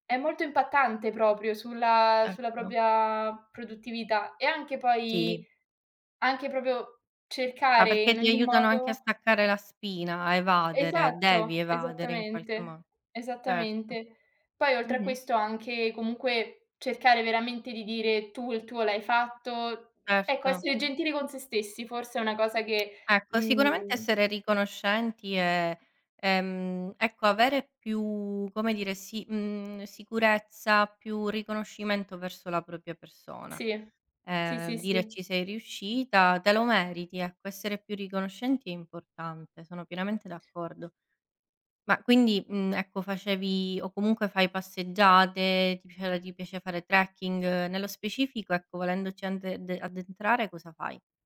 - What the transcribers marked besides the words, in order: "proprio" said as "propio"; other background noise; tsk; tapping
- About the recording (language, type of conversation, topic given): Italian, unstructured, Come riesci a bilanciare lavoro e vita personale mantenendo la felicità?